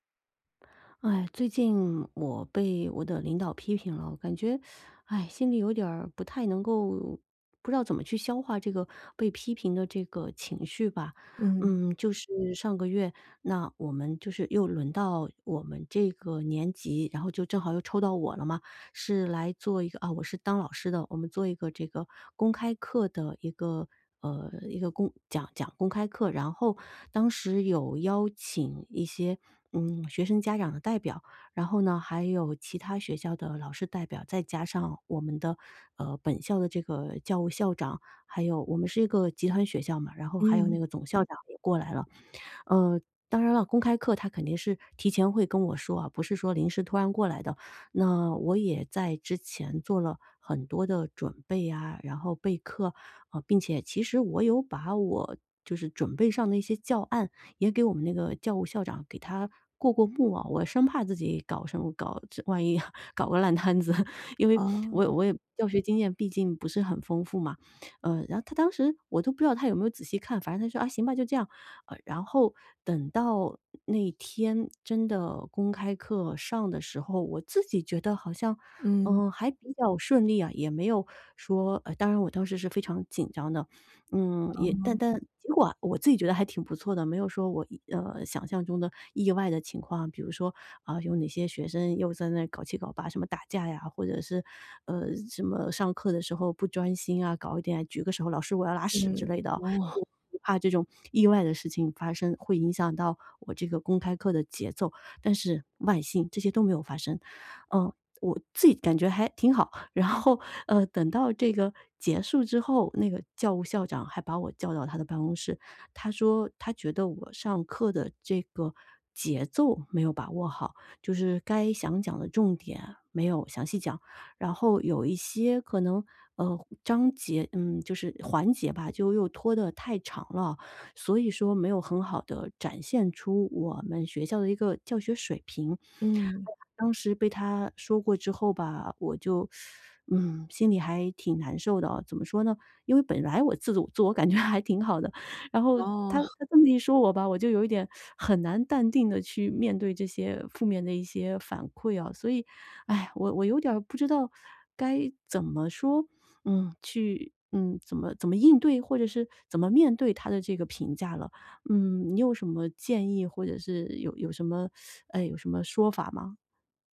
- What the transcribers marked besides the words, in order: laughing while speaking: "搞个烂摊子"; other background noise; laughing while speaking: "哦"; laughing while speaking: "然后"; teeth sucking; "自我" said as "自组"; laughing while speaking: "还挺好的"; chuckle
- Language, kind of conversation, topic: Chinese, advice, 被批评时我如何保持自信？